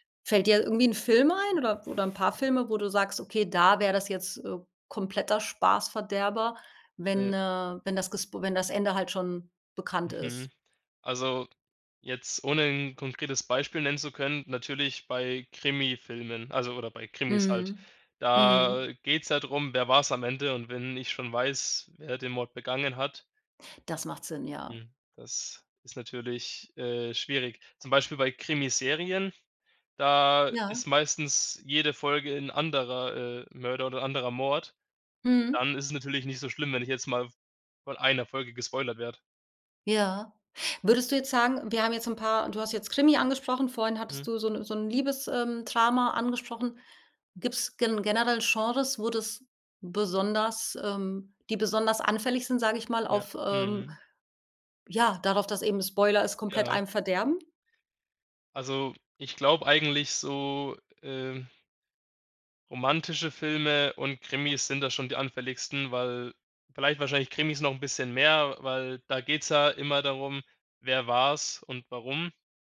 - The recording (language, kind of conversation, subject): German, podcast, Wie gehst du mit Spoilern um?
- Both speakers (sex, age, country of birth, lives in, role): female, 40-44, Germany, Portugal, host; male, 20-24, Germany, Germany, guest
- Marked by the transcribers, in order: other background noise